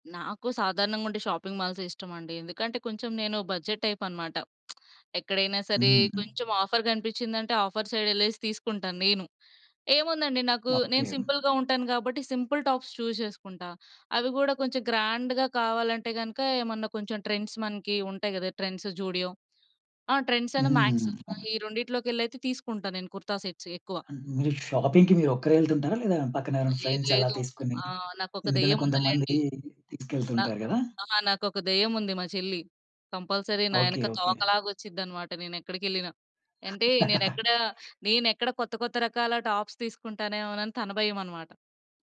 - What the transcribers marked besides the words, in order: in English: "షాపింగ్"; in English: "బడ్జెట్ టైప్"; lip smack; in English: "ఆఫర్"; in English: "ఆఫర్ సైడ్"; in English: "సింపుల్‌గా"; other background noise; in English: "సింపుల్ టాప్స్ చూస్"; in English: "గ్రాండ్‌గా"; in English: "ట్రెండ్స్"; in English: "ట్రెండ్స్, జూడియో"; in English: "మ్యాక్స్"; in English: "సెట్స్"; in English: "షాపింగ్‌కి"; in English: "ఫ్రెండ్స్"; in English: "కంపల్సరీ"; chuckle; other noise; in English: "టాప్స్"
- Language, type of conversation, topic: Telugu, podcast, సౌకర్యం-ఆరోగ్యం ముఖ్యమా, లేక శైలి-ప్రవణత ముఖ్యమా—మీకు ఏది ఎక్కువ నచ్చుతుంది?